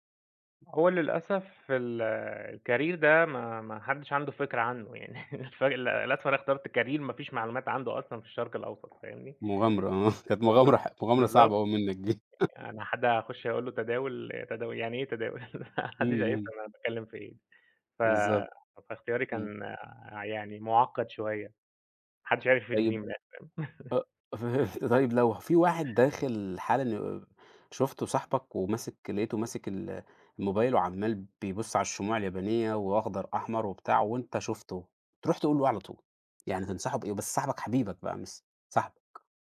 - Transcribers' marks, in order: in English: "الكارير"; laughing while speaking: "يعني"; in English: "كارير"; laughing while speaking: "آه. كانت مُغامرة"; other background noise; laughing while speaking: "دي"; chuckle; laugh; laughing while speaking: "ما حدّش هيفهم"; laughing while speaking: "فهمت"; chuckle
- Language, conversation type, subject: Arabic, podcast, إزاي بتتعامل مع الفشل لما بيحصل؟